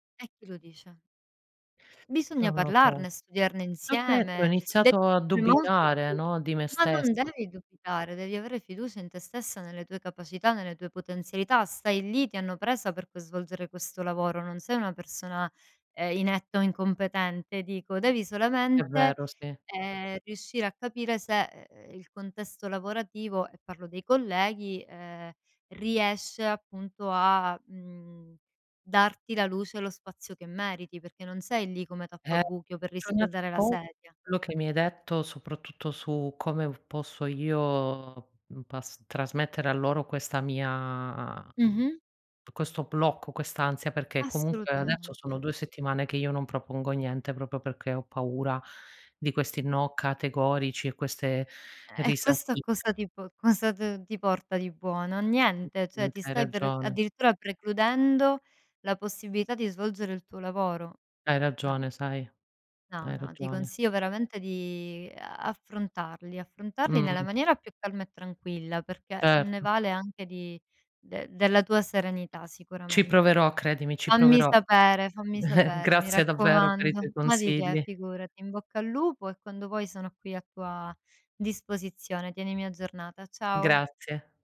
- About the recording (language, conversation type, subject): Italian, advice, Come posso ritrovare fiducia nelle mie idee dopo aver ricevuto delle critiche?
- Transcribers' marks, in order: drawn out: "io"; drawn out: "mia"; "proprio" said as "propio"; "cioè" said as "ceh"; drawn out: "di"; other background noise; chuckle